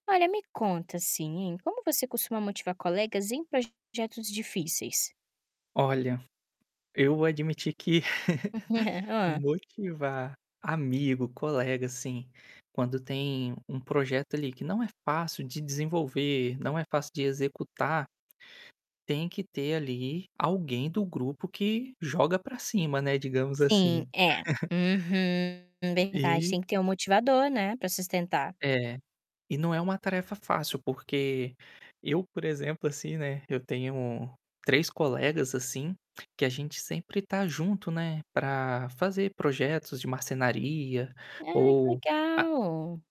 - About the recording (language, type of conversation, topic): Portuguese, podcast, Como você costuma motivar seus colegas em projetos difíceis?
- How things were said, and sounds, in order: static; distorted speech; other background noise; chuckle; chuckle